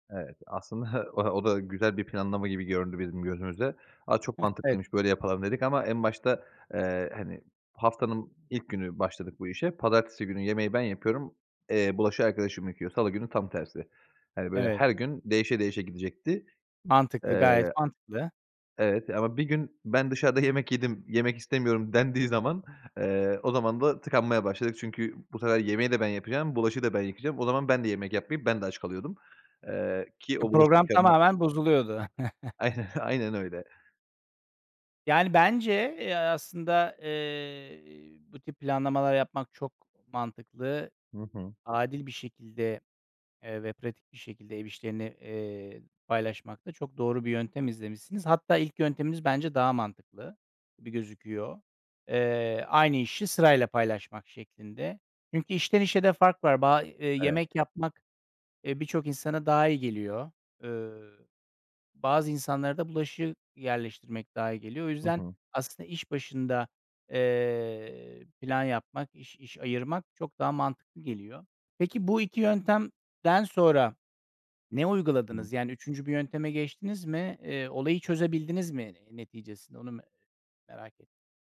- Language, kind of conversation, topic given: Turkish, podcast, Ev işlerini adil paylaşmanın pratik yolları nelerdir?
- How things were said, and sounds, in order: chuckle; tapping; other noise; laughing while speaking: "Ay aynen, aynen öyle"; chuckle